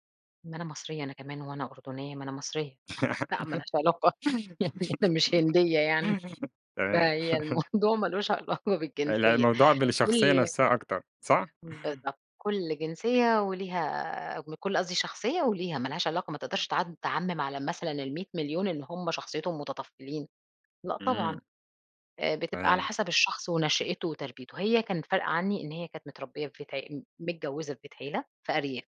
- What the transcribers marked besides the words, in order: giggle; laughing while speaking: "تمام"; chuckle; laughing while speaking: "لأ، ما لهاش علاقة يعني … لوش علاقة بالجنسية"; other background noise
- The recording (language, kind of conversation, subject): Arabic, podcast, إيه رأيك في دور الجيران في حياتنا اليومية؟